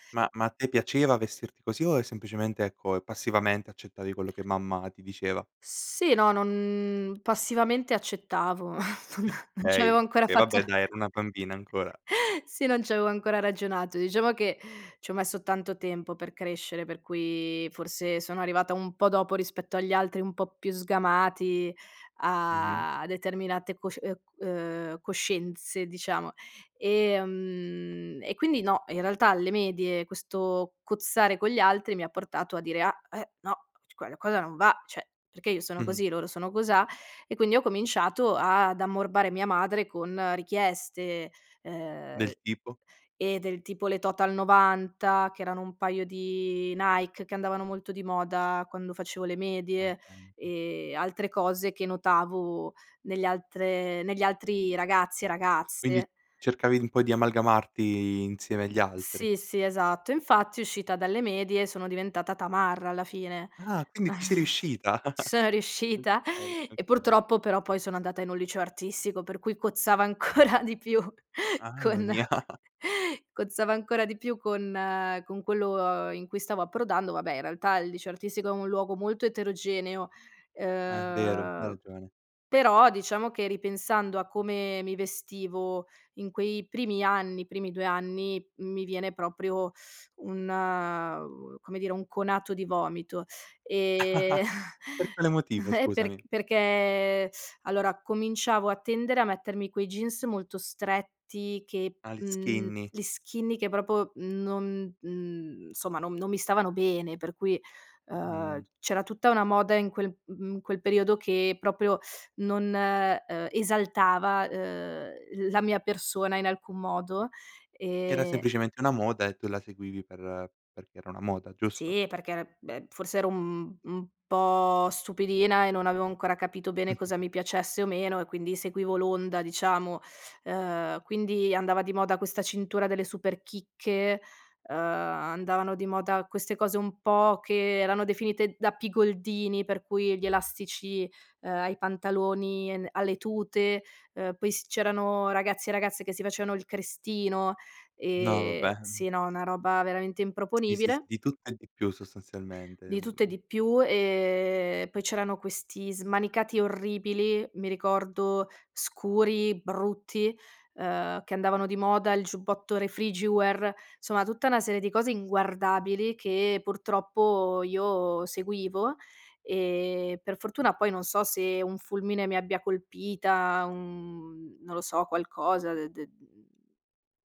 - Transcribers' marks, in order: laughing while speaking: "non non ci avevo ancora fatto"; chuckle; laugh; unintelligible speech; "cioè" said as "ceh"; chuckle; laugh; chuckle; "Mamma" said as "amma"; laughing while speaking: "ancora di più con"; laugh; laugh; chuckle; in English: "skinny"; in English: "skinny"; "proprio" said as "propo"; "insomma" said as "nsomma"; other background noise; "proprio" said as "propio"; "era" said as "ere"; chuckle; "Insomma" said as "somma"
- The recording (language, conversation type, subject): Italian, podcast, Come è cambiato il tuo modo di vestirti nel tempo?